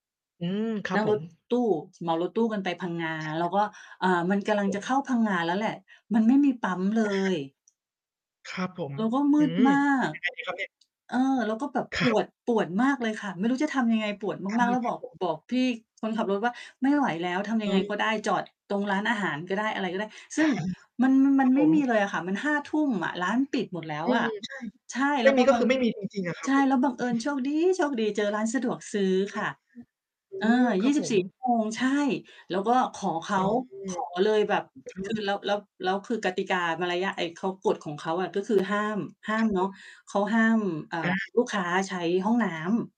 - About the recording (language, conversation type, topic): Thai, unstructured, คุณคิดถึงเทศกาลหรือวันหยุดแบบไหนมากที่สุด?
- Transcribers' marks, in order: other background noise; mechanical hum; distorted speech; chuckle